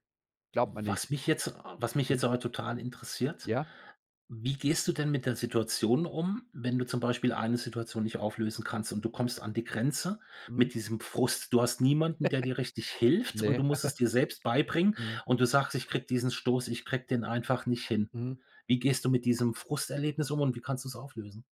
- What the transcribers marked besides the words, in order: laugh
- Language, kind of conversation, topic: German, podcast, Wie hast du dir allein eine neue Fähigkeit beigebracht?